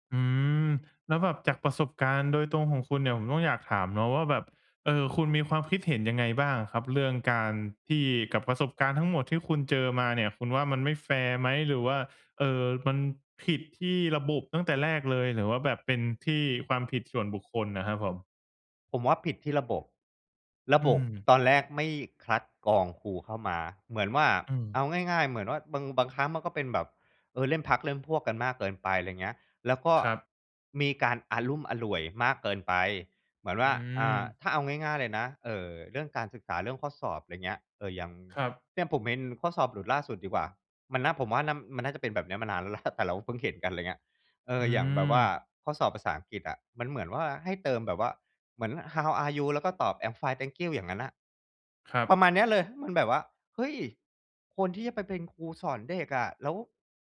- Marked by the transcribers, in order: laughing while speaking: "แหละ"; in English: "How are you ?"; in English: "I'm fine, thank you"
- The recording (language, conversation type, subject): Thai, podcast, เล่าถึงความไม่เท่าเทียมทางการศึกษาที่คุณเคยพบเห็นมาได้ไหม?